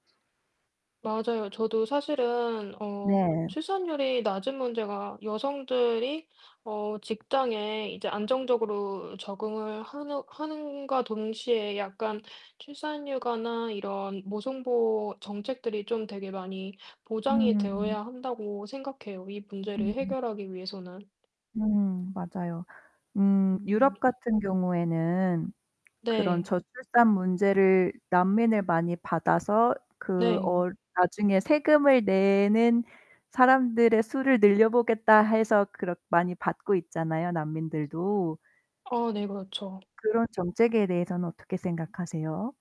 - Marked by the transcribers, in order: distorted speech; other background noise; static; tapping
- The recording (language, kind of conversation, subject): Korean, unstructured, 정부가 해결해야 할 가장 큰 문제는 무엇이라고 생각하시나요?